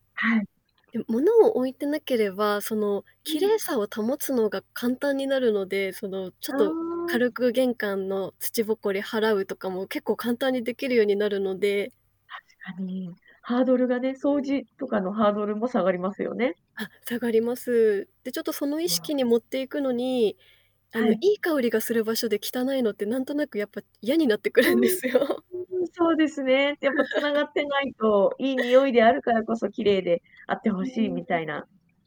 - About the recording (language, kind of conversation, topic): Japanese, podcast, 玄関を居心地よく整えるために、押さえておきたいポイントは何ですか？
- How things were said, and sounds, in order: laughing while speaking: "嫌になってくるんですよ"; distorted speech; laugh